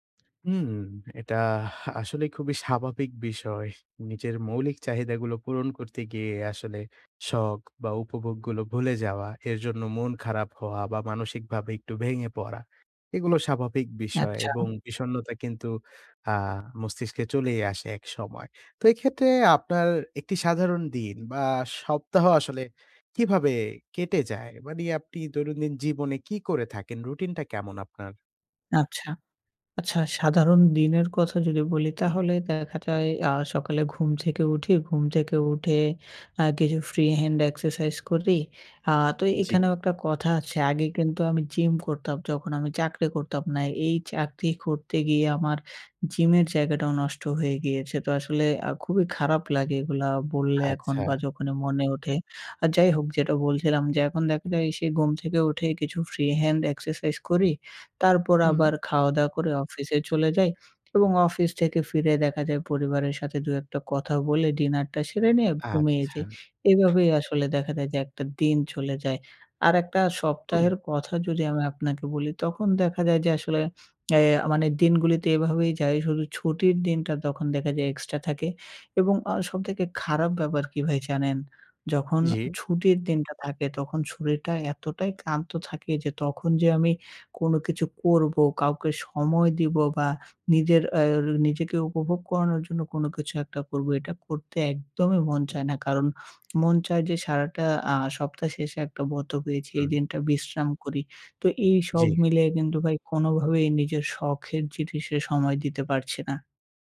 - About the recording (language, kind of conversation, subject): Bengali, advice, আপনি কি অবসর সময়ে শখ বা আনন্দের জন্য সময় বের করতে পারছেন না?
- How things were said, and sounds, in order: sigh; in English: "Free hand exercise"; in English: "Free hand exercise"; "বন্ধ" said as "বদ্ধ"